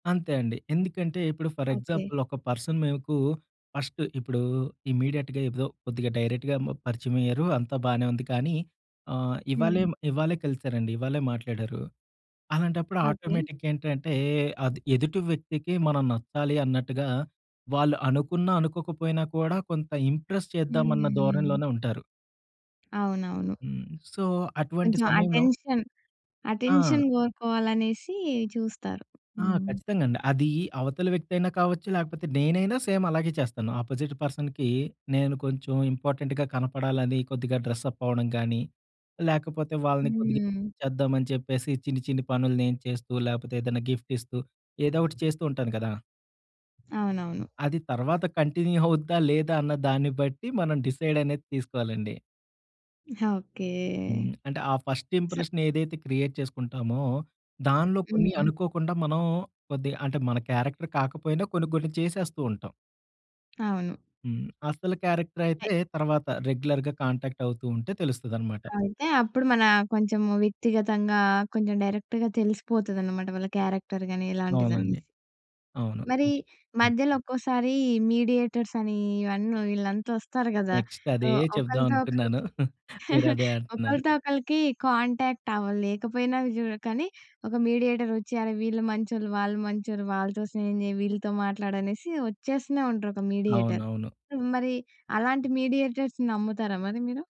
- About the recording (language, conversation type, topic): Telugu, podcast, నమ్మకాన్ని నిర్మించడానికి మీరు అనుసరించే వ్యక్తిగత దశలు ఏమిటి?
- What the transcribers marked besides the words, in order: in English: "ఫర్ ఎగ్జాంపుల్"; in English: "పర్సన్"; in English: "ఫస్ట్"; in English: "ఇమ్మీడియేట్‌గా"; in English: "డైరెక్ట్‌గా"; in English: "ఆటోమేటిక్‌గ"; in English: "ఇంప్రెస్"; tapping; in English: "సో"; in English: "అటెన్షన్. అటెన్షన్"; in English: "సేమ్"; in English: "అపోజిట్ పర్సన్‌కి"; in English: "ఇంపార్టెంట్‌గా"; in English: "డ్రెస్సప్"; other background noise; in English: "గిఫ్ట్"; other noise; in English: "కంటిన్యూ"; chuckle; in English: "డిసైడ్"; in English: "ఫస్ట్ ఇంప్రెషన్"; in English: "క్రియేట్"; in English: "క్యారెక్టర్"; in English: "క్యారెక్టర్"; in English: "రెగ్యులర్‌గా కాంటాక్ట్"; in English: "డైరెక్ట్‌గా"; in English: "క్యారెక్టర్"; in English: "మీడియేటర్స్"; in English: "సో"; in English: "నెక్స్ట్"; chuckle; in English: "కాంటాక్ట్"; chuckle; in English: "మీడియేటర్"; in English: "మీడియేటర్. సో"; in English: "మీడియేటర్స్‌ని"